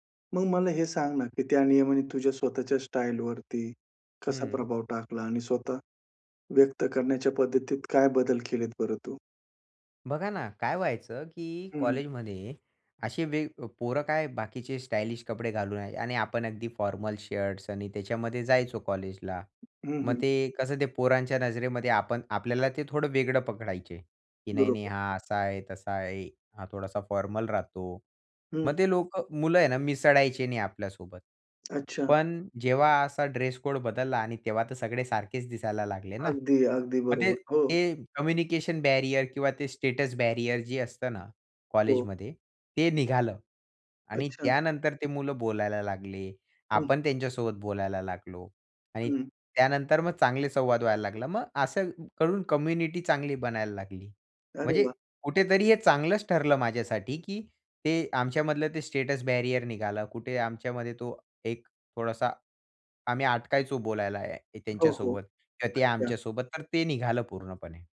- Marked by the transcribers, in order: in English: "फॉर्मल"; other background noise; in English: "फॉर्मल"; tapping; in English: "ड्रेस कोड"; in English: "कम्युनिकेशन बॅरियर"; in English: "स्टेटस बॅरियर"; in English: "कम्युनिटी"; in English: "स्टेटस बॅरियर"
- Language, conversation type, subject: Marathi, podcast, शाळा किंवा महाविद्यालयातील पोशाख नियमांमुळे तुमच्या स्वतःच्या शैलीवर कसा परिणाम झाला?